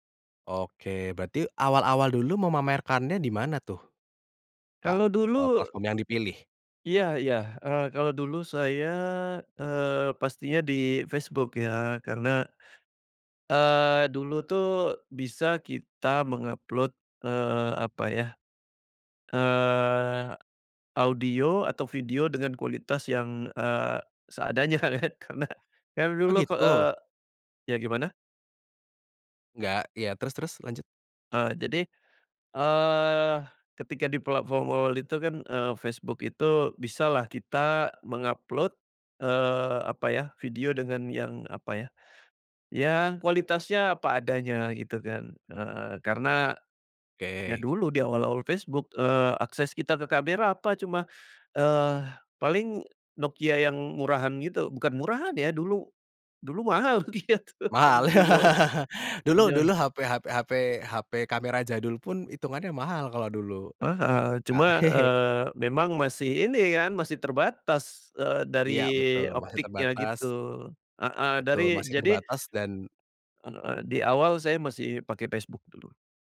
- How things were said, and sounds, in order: laughing while speaking: "seadanya kan, karena"; laughing while speaking: "gitu"; laugh; tapping; chuckle
- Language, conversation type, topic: Indonesian, podcast, Bagaimana kamu memilih platform untuk membagikan karya?